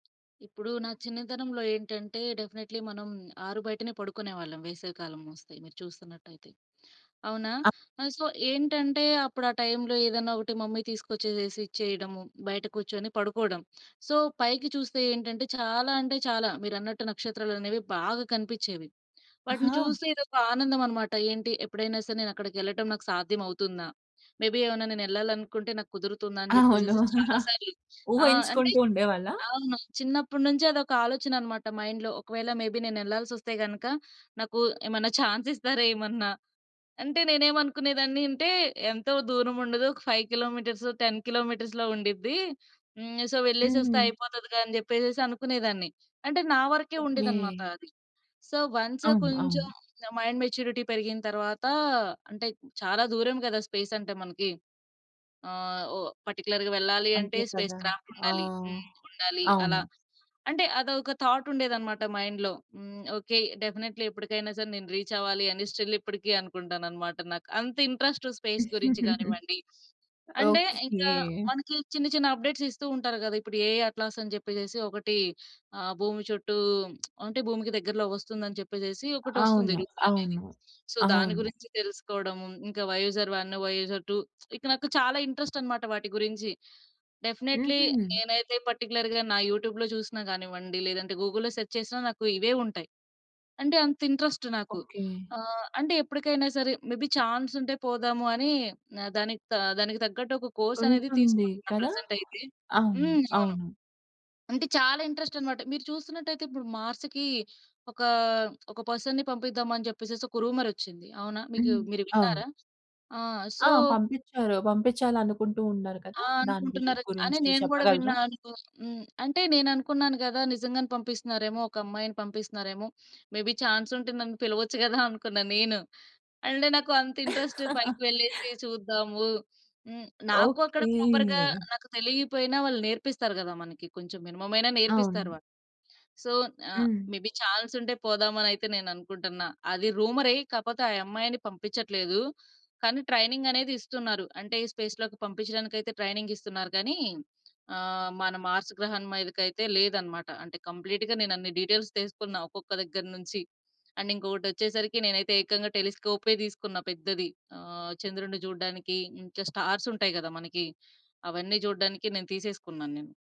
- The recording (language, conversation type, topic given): Telugu, podcast, రాత్రి తారలను చూస్తూ గడిపిన అనుభవం మీలో ఏమి మార్పు తీసుకొచ్చింది?
- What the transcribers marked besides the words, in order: in English: "డెఫినెట్లీ"; in English: "సో"; in English: "మమ్మీ"; in English: "సో"; in English: "మేబీ"; chuckle; in English: "మైండ్‌లో"; in English: "మేబీ"; giggle; in English: "ఫైవ్ కిలోమీటర్స్, టెన్ కిలోమీటర్స్‌లో"; in English: "సో"; in English: "సో, వన్స్"; in English: "మైండ్ మెచ్యూరిటీ"; in English: "పర్టిక్యులర్‌గా"; in English: "స్పేస్ క్రాఫ్ట్"; other background noise; in English: "మైండ్‌లో"; in English: "డెఫినెట్లీ"; in English: "రీచ్"; in English: "స్టిల్"; in English: "స్పేస్"; giggle; in English: "అప్‌డేట్స్"; lip smack; in English: "సో"; in English: "డెఫినెట్లీ"; in English: "పర్టిక్యులర్‌గా"; in English: "యూట్యూబ్‌లో"; in English: "గూగుల్‌లో సెర్చ్"; in English: "మేబీ"; in English: "మార్స్‌కీ"; in English: "పర్సన్‌ని"; in English: "సో"; tapping; in English: "మేబి"; chuckle; drawn out: "ఓకే"; in English: "ప్రాపర్‌గా"; in English: "సో"; in English: "మేబి"; in English: "స్పేస్‌లోకి"; in English: "మార్స్"; in English: "డీటెయిల్స్"; in English: "అండ్"